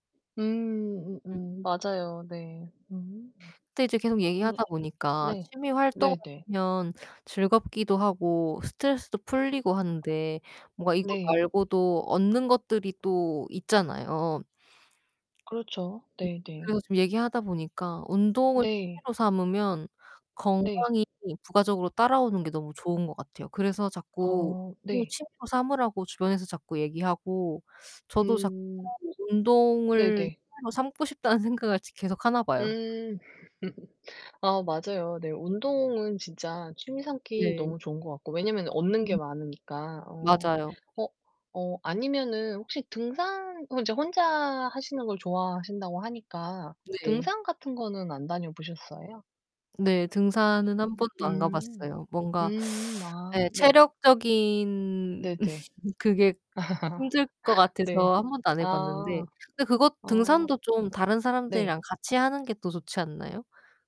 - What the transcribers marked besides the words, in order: background speech; distorted speech; tapping; laugh; other background noise; inhale; laugh; laughing while speaking: "아"
- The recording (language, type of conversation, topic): Korean, unstructured, 어떤 취미가 스트레스를 가장 잘 풀어주나요?